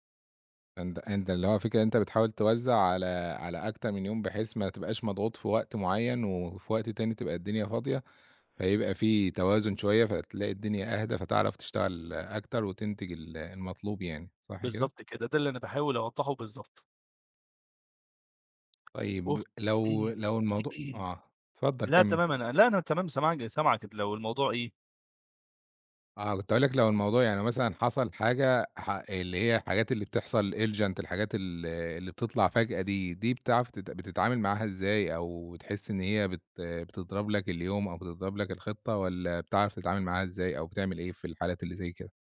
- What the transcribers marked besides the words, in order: tapping; throat clearing; in English: "Elegant"
- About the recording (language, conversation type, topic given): Arabic, podcast, إزاي بتقسّم المهام الكبيرة لخطوات صغيرة؟